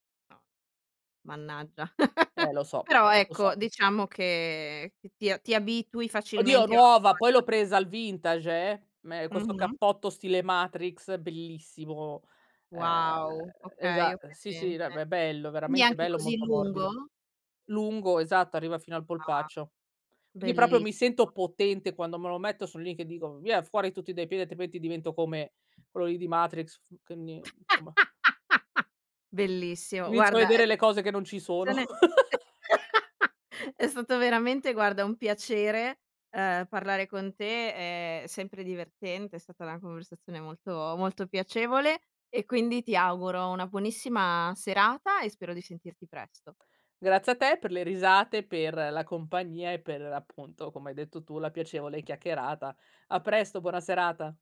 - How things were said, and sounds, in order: laugh; unintelligible speech; "proprio" said as "propio"; laugh; laugh
- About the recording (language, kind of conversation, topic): Italian, podcast, Come si costruisce un guardaroba che racconti la tua storia?